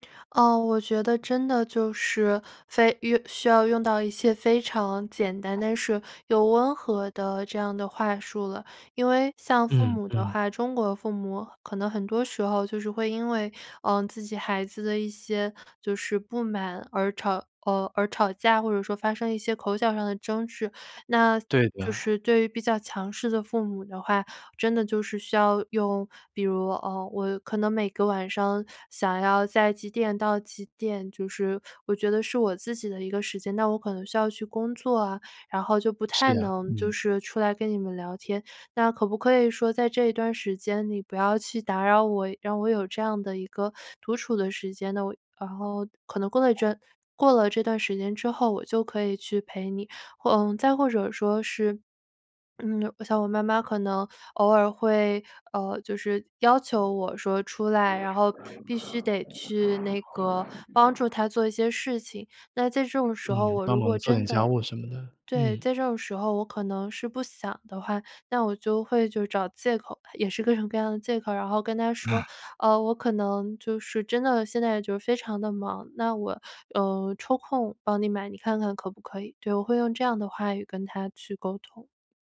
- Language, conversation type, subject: Chinese, podcast, 如何在家庭中保留个人空间和自由？
- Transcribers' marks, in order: other background noise; tapping; laughing while speaking: "也是各种"